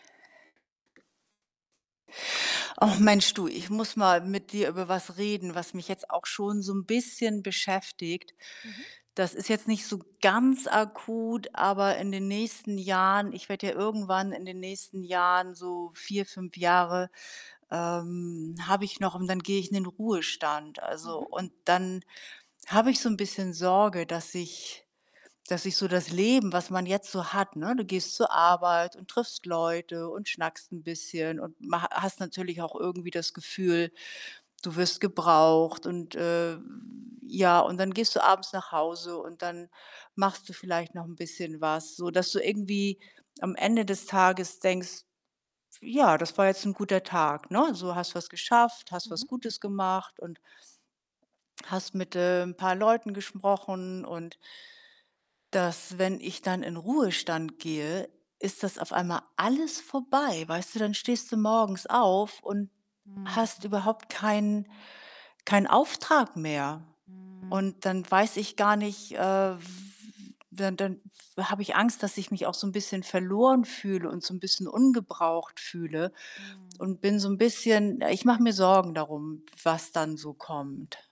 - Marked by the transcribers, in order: other background noise; distorted speech; static
- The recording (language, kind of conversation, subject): German, advice, Wie kann ich mein Leben im Ruhestand sinnvoll gestalten, wenn ich unsicher bin, wie es weitergehen soll?